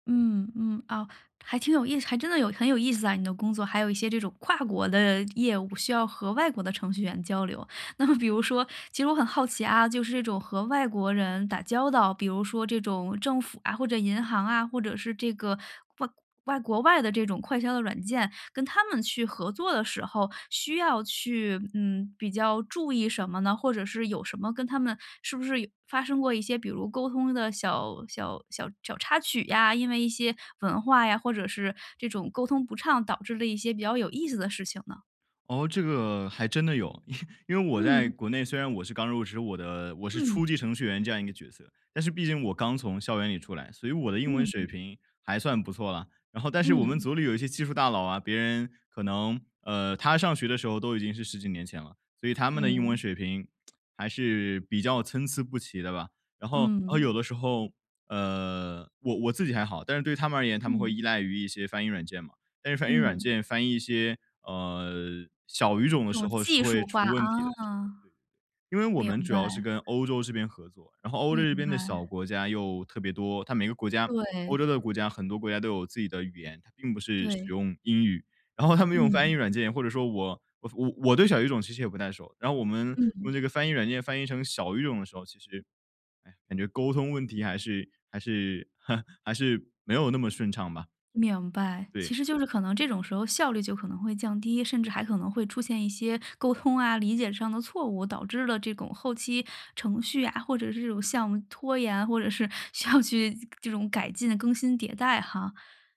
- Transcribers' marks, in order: laughing while speaking: "那么比如说"; chuckle; other background noise; tsk; laughing while speaking: "然后他们用"; chuckle; "这种" said as "这巩"; laughing while speaking: "需要去"
- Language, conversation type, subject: Chinese, podcast, 在远程合作中你最看重什么？